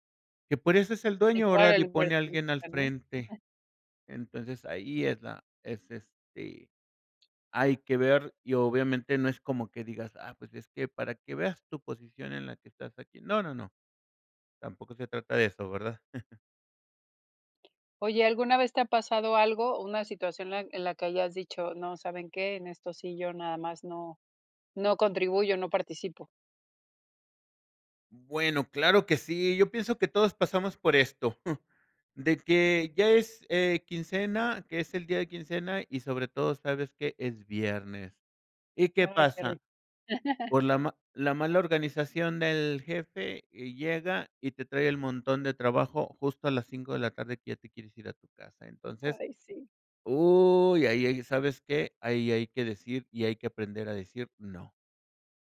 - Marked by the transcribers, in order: chuckle; chuckle; shush; chuckle
- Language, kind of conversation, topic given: Spanish, podcast, ¿Cómo decides cuándo decir “no” en el trabajo?